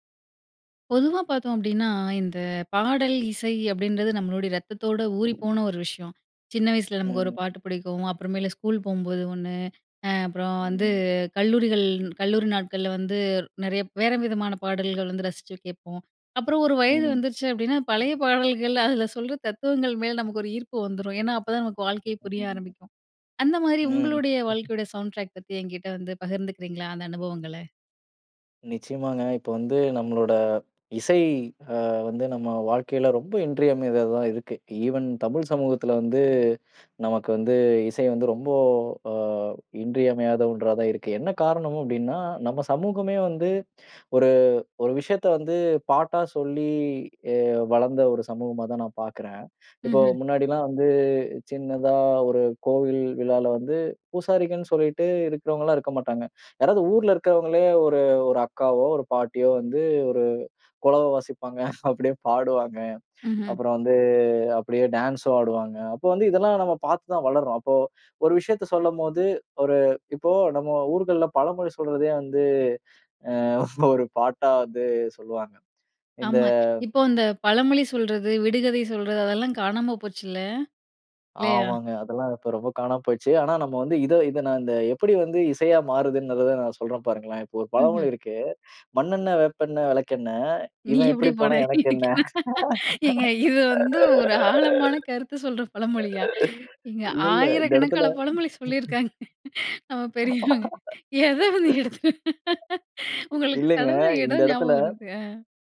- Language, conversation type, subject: Tamil, podcast, உங்கள் வாழ்க்கைக்கான பின்னணி இசை எப்படி இருக்கும்?
- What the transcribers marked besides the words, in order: other background noise; wind; drawn out: "வந்து"; laughing while speaking: "பழைய பாடல்கள், அதுல சொல்ற தத்துவங்கள்"; unintelligible speech; in English: "ஈவன்"; "காரணம்" said as "காரணமும்"; drawn out: "சொல்லி"; horn; drawn out: "வந்து"; laughing while speaking: "அப்படியே பாடுவாங்க"; drawn out: "வந்து"; laughing while speaking: "ஒரு"; laughing while speaking: "நீ எப்படி போனா எனக்கு என்ன? … ஞாபகம் வருது அ"; laugh; laugh; tapping